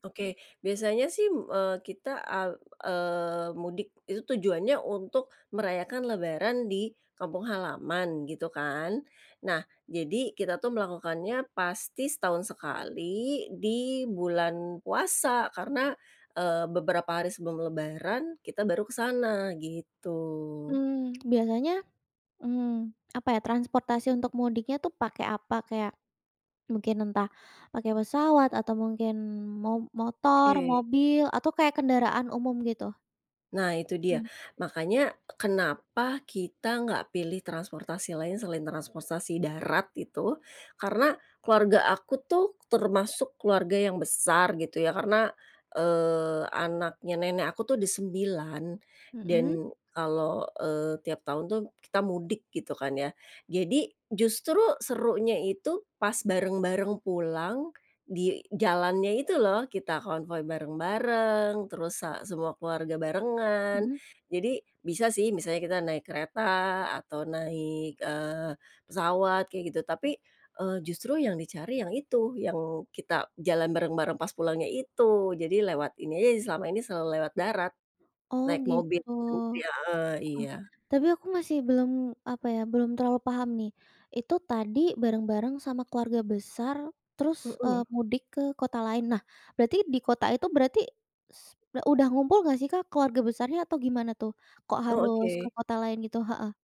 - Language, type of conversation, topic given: Indonesian, podcast, Bisa ceritakan tradisi keluarga yang paling berkesan buatmu?
- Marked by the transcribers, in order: other background noise; lip smack; tapping